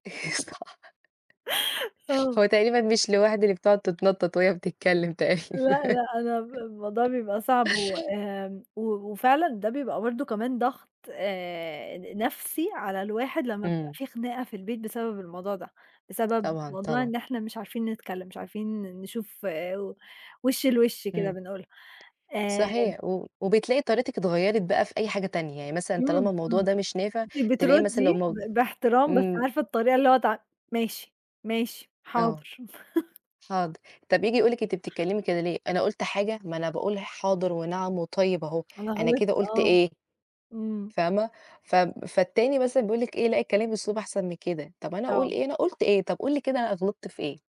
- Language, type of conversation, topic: Arabic, unstructured, عمرك حسّيت بالغضب عشان حد رفض يسمعك؟
- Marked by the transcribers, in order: laugh; laughing while speaking: "صح"; laughing while speaking: "تقريبًا"; other background noise; tapping; laugh